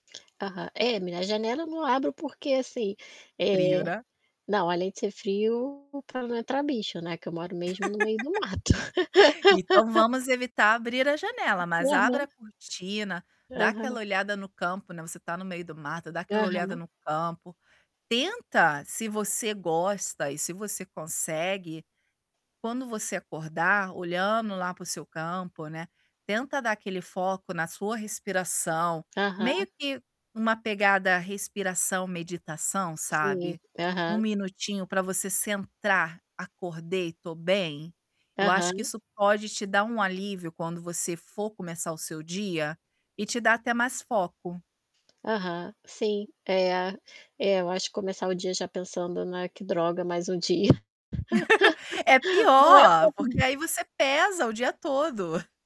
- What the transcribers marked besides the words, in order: static; distorted speech; laugh; laugh; other background noise; tapping; laugh; unintelligible speech
- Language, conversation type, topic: Portuguese, advice, Como você se sente ao perceber que está sem propósito ou direção no dia a dia?